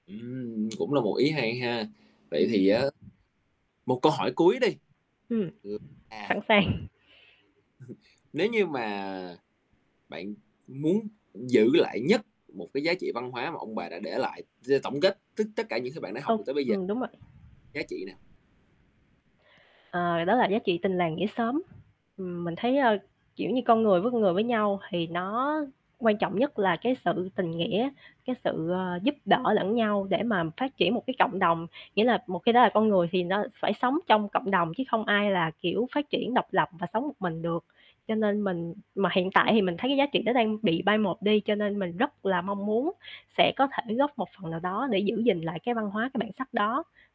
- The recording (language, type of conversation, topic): Vietnamese, podcast, Bạn đã học được những điều gì về văn hóa từ ông bà?
- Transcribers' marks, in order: lip smack; static; tapping; distorted speech; laughing while speaking: "sàng"; laugh